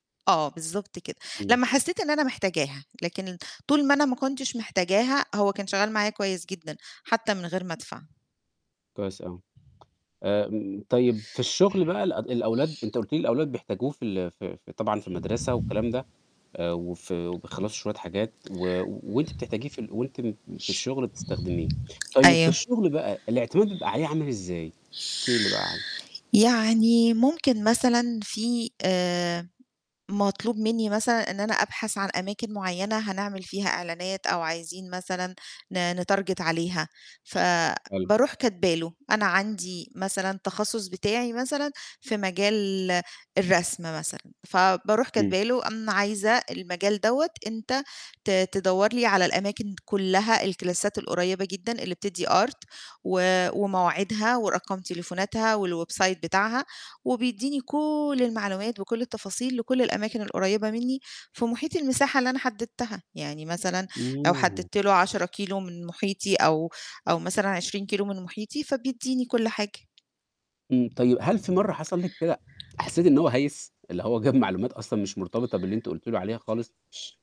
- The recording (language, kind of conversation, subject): Arabic, podcast, إزاي بتستفيد من الذكاء الاصطناعي في حياتك اليومية؟
- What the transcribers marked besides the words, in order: tapping; static; in English: "نتارجت"; in English: "الكلاسات"; in English: "art"; in English: "والwebsite"; laughing while speaking: "جاب"; other background noise; other noise